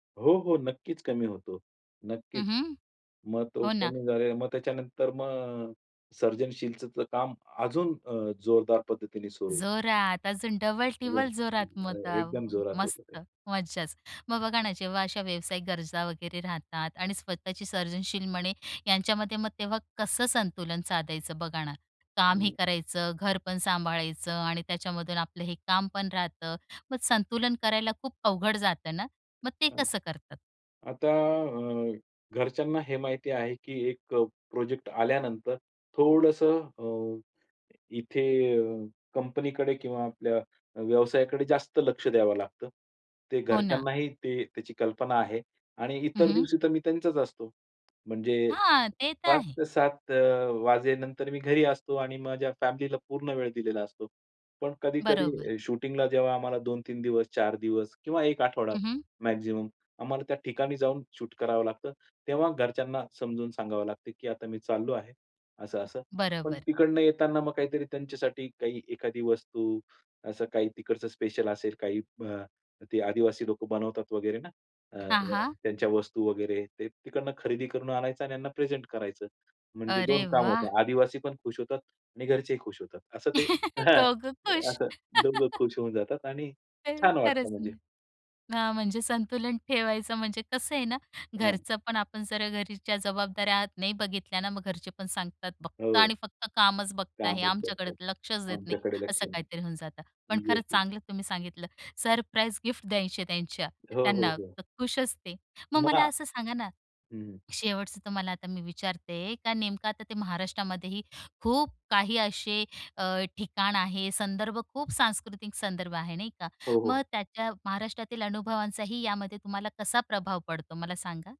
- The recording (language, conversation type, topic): Marathi, podcast, तुमची सर्जनशील प्रक्रिया साधारणपणे कशी असते?
- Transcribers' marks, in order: tapping; stressed: "जोरात"; other background noise; other noise; chuckle; laughing while speaking: "दोघं खुश"; laughing while speaking: "हां"; chuckle; laughing while speaking: "अ, खरंच ना"